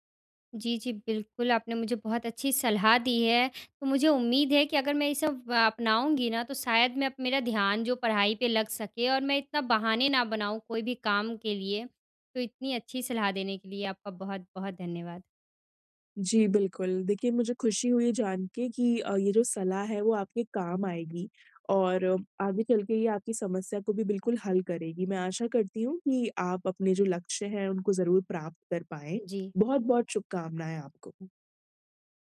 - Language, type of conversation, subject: Hindi, advice, मैं ध्यान भटकने और टालमटोल करने की आदत कैसे तोड़ूँ?
- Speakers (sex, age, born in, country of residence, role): female, 20-24, India, India, user; female, 25-29, India, India, advisor
- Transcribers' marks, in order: none